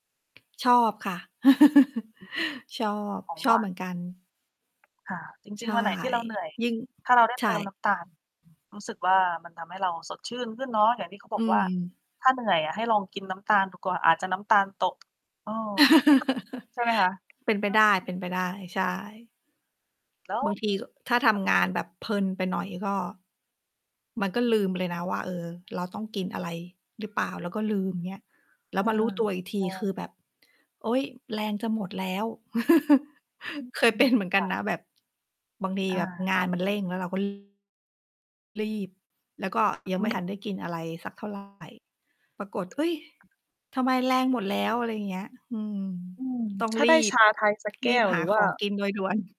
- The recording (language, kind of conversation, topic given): Thai, unstructured, คุณทำอย่างไรเมื่อต้องการผ่อนคลายหลังจากวันที่เหนื่อยมาก?
- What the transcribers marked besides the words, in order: mechanical hum; chuckle; distorted speech; chuckle; tapping; chuckle; lip smack; laughing while speaking: "ด่วน"